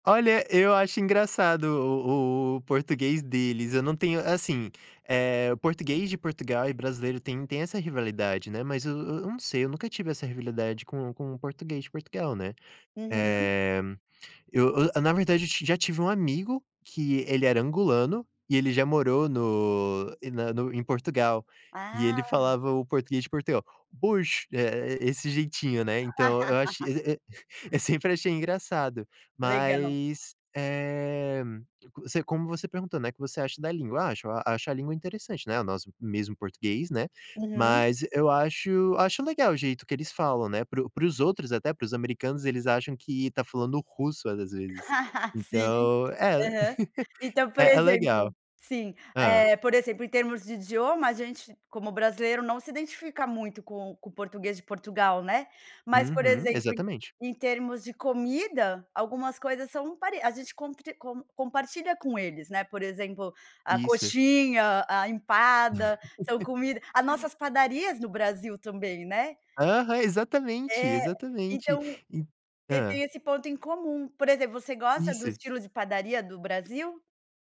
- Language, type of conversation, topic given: Portuguese, podcast, Como os jovens podem fortalecer a identidade cultural?
- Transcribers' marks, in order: "rivalidade" said as "rivilidade"; tapping; put-on voice: "Pois"; laugh; other background noise; chuckle; laugh; laugh; laugh